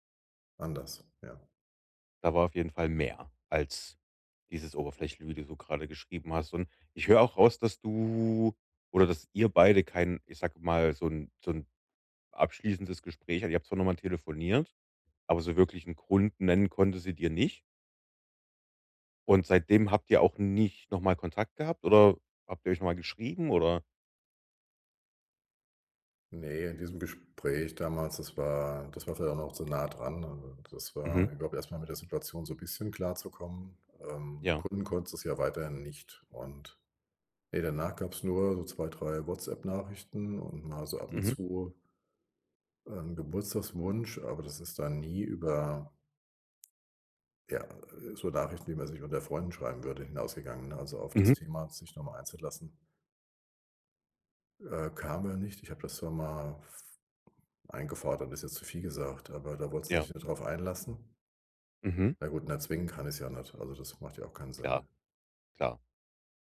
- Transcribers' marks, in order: stressed: "mehr"; drawn out: "du"
- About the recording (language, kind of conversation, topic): German, advice, Wie kann ich die Vergangenheit loslassen, um bereit für eine neue Beziehung zu sein?